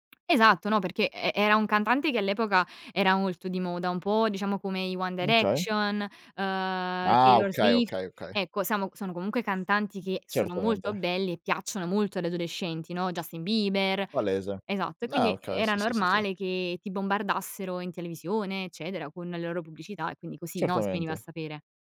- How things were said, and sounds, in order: other background noise
- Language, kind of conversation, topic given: Italian, podcast, Hai una canzone che associ a un ricordo preciso?